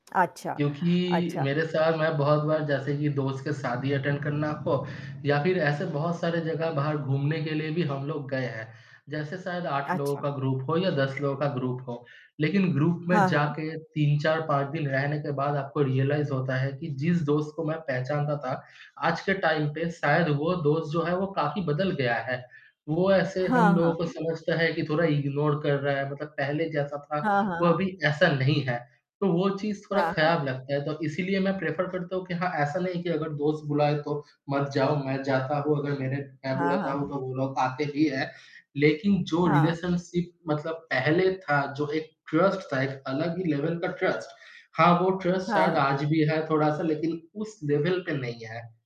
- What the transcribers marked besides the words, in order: other background noise; static; in English: "अटेंड"; tapping; in English: "ग्रुप"; in English: "ग्रुप"; in English: "ग्रुप"; in English: "रियलाइज़"; in English: "टाइम"; in English: "इग्नोर"; in English: "प्रेफ़र"; in English: "रिलेशनशिप"; in English: "ट्रस्ट"; in English: "लेवल"; in English: "ट्रस्ट"; in English: "ट्रस्ट"; horn; in English: "लेवल"
- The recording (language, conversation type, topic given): Hindi, unstructured, दोस्तों के साथ बाहर जाना और घर पर रहना, इनमें से आपके लिए क्या बेहतर है?